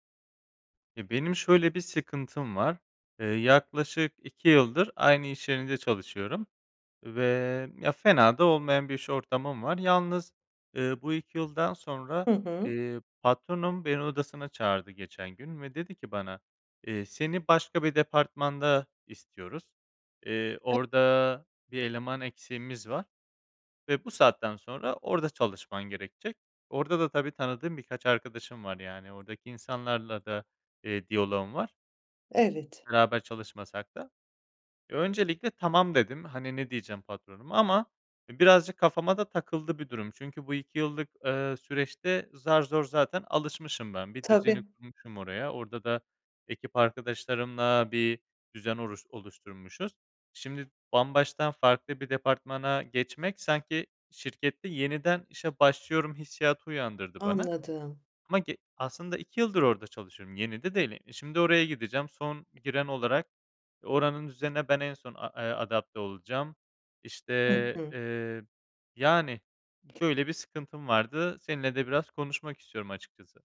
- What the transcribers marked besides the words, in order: unintelligible speech; "bambaşka" said as "bambaştan"; other background noise
- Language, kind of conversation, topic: Turkish, advice, İş yerinde büyük bir rol değişikliği yaşadığınızda veya yeni bir yönetim altında çalışırken uyum süreciniz nasıl ilerliyor?